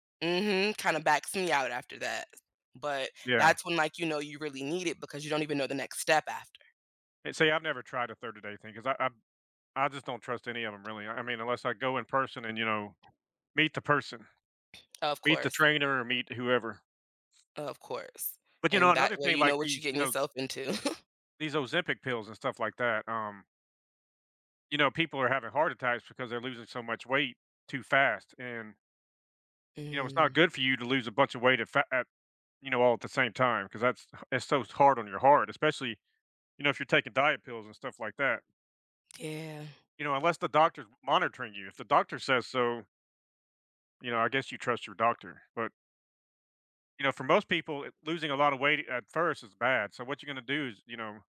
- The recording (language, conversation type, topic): English, unstructured, How do social media fitness trends impact people's motivation and well-being?
- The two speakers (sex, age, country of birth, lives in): female, 40-44, United States, United States; male, 50-54, United States, United States
- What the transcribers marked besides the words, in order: chuckle